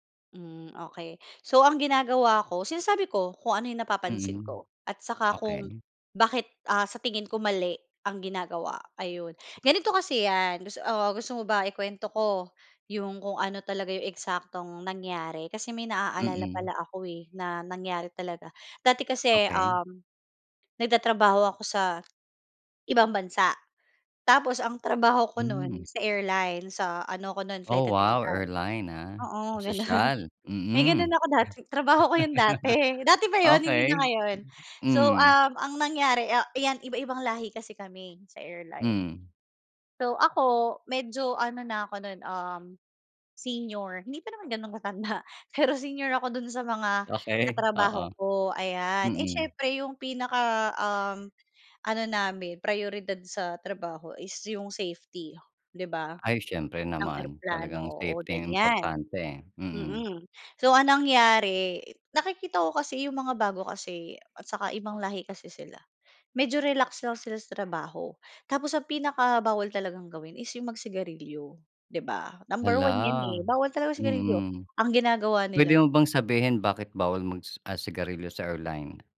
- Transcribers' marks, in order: other background noise; laughing while speaking: "gano'n"; laugh; chuckle
- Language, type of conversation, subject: Filipino, podcast, Paano mo hinaharap ang mahirap na boss o katrabaho?